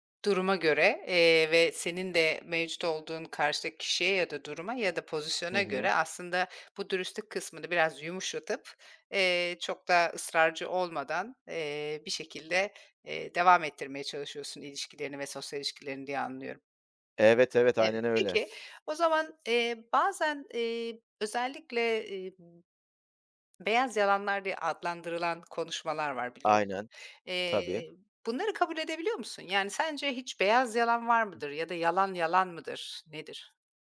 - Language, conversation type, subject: Turkish, podcast, Kibarlık ile dürüstlük arasında nasıl denge kurarsın?
- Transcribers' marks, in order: other background noise; other noise